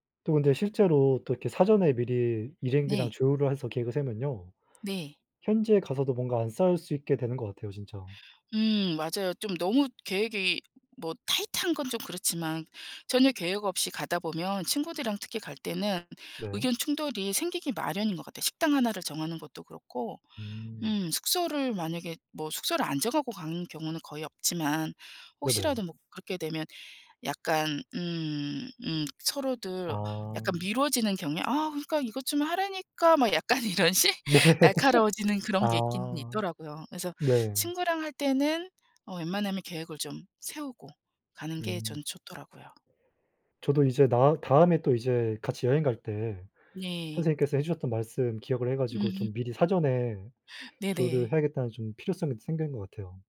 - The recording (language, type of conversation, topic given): Korean, unstructured, 친구와 여행을 갈 때 의견 충돌이 생기면 어떻게 해결하시나요?
- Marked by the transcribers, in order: other background noise; laughing while speaking: "약간 이런 식?"; laughing while speaking: "네"; laugh